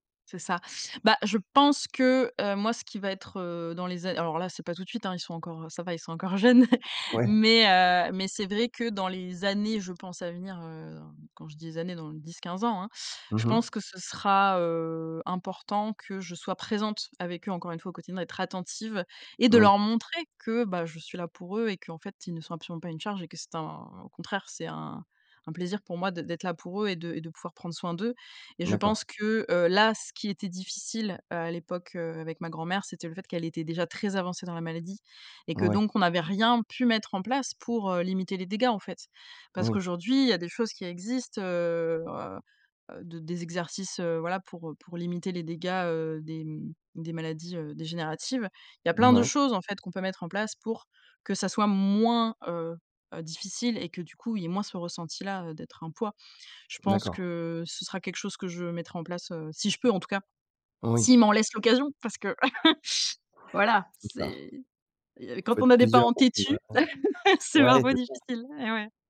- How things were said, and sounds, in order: chuckle; stressed: "moins"; stressed: "je peux"; stressed: "s'ils"; chuckle; unintelligible speech; laugh
- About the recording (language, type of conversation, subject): French, podcast, Comment est-ce qu’on aide un parent qui vieillit, selon toi ?